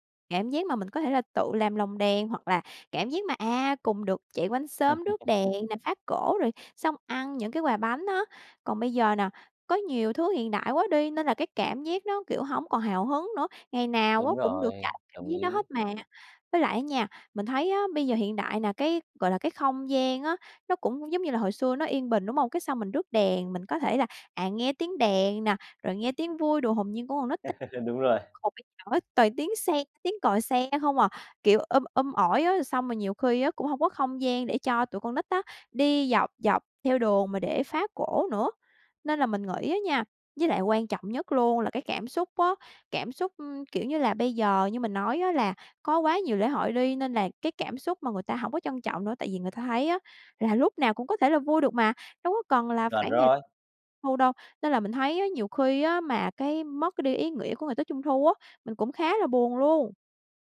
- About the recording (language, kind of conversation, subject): Vietnamese, podcast, Bạn nhớ nhất lễ hội nào trong tuổi thơ?
- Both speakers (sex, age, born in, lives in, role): female, 25-29, Vietnam, Vietnam, guest; male, 30-34, Vietnam, Vietnam, host
- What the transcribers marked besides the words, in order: laugh; laugh; unintelligible speech